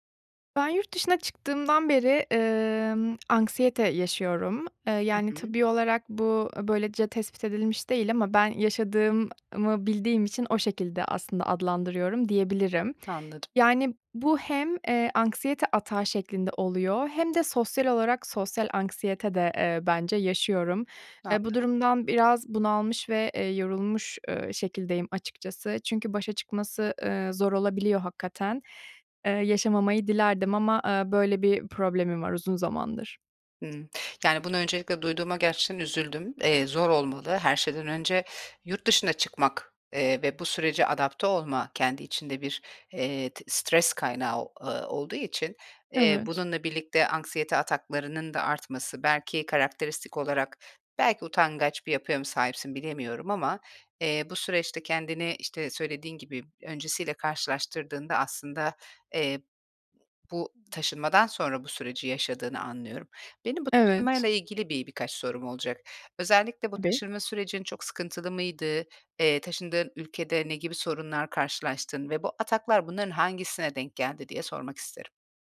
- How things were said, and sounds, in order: other background noise; "yaşadığımı" said as "yaşadığımmı"; unintelligible speech
- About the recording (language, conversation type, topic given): Turkish, advice, Anksiyete ataklarıyla başa çıkmak için neler yapıyorsunuz?